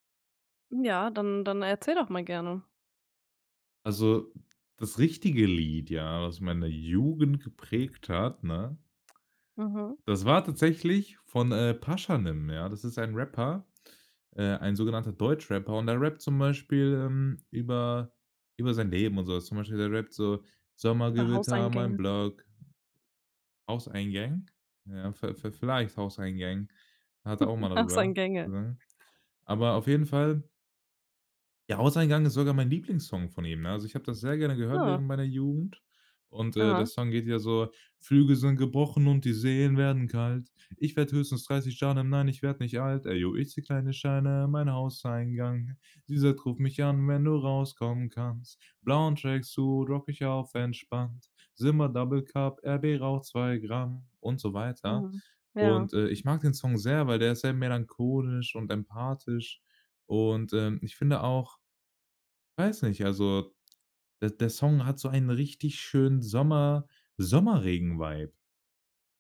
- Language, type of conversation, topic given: German, podcast, Welche Musik hat deine Jugend geprägt?
- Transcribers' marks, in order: stressed: "Jugend"; other background noise; singing: "Sommergewitter, mein Block"; put-on voice: "Hauseingang"; put-on voice: "Hauseingang"; giggle; singing: "Flügel sind gebrochen und die … raucht zwei Gramm"